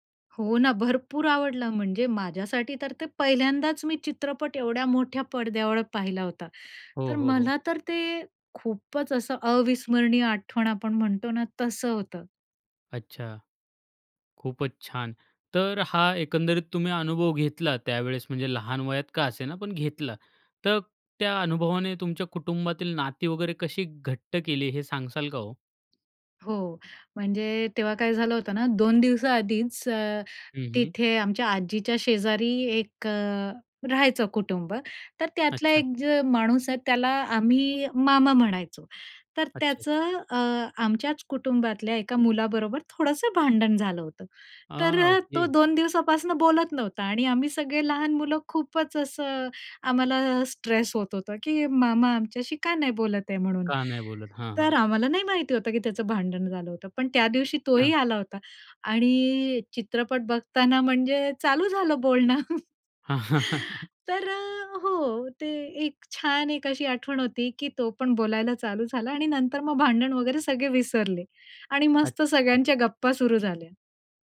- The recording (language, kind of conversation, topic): Marathi, podcast, कुटुंबासोबतच्या त्या जुन्या चित्रपटाच्या रात्रीचा अनुभव तुला किती खास वाटला?
- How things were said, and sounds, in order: anticipating: "हो ना. भरपूर आवडलं, म्हणजे … ना तसं होतं"; in English: "स्ट्रेस"; chuckle